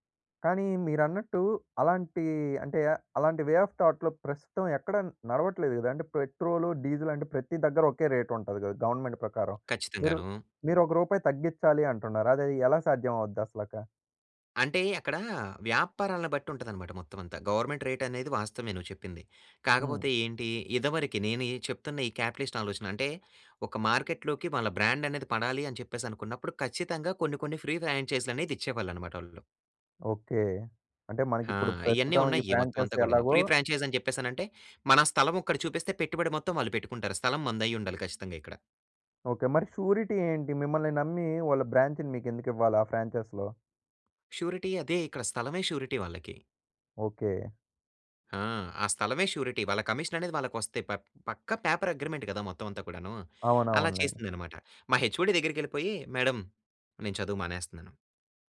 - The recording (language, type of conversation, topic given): Telugu, podcast, మీ తొలి ఉద్యోగాన్ని ప్రారంభించినప్పుడు మీ అనుభవం ఎలా ఉండింది?
- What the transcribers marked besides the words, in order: in English: "వే ఆఫ్ థాట్‌లో"; in English: "రేట్"; in English: "గవర్నమెంట్ రేట్"; in English: "క్యాపిటలిస్ట్"; in English: "మార్కెట్‌లోకి"; in English: "బ్రాండ్"; in English: "ఫ్రీ"; in English: "ఫ్రాంచైజ్"; in English: "ఫ్రీ ఫ్రాంచైజ్"; in English: "షూరిటీ"; in English: "బ్రాంచ్‌ని"; in English: "ఫ్రాంచైజ్‌లో?"; in English: "షూరిటీ"; in English: "షూరిటీ"; in English: "షూరిటీ"; in English: "కమిషన్"; in English: "పేపర్ అగ్రీమెంట్"; in English: "హెచ్‌ఓడీ"; in English: "మేడం"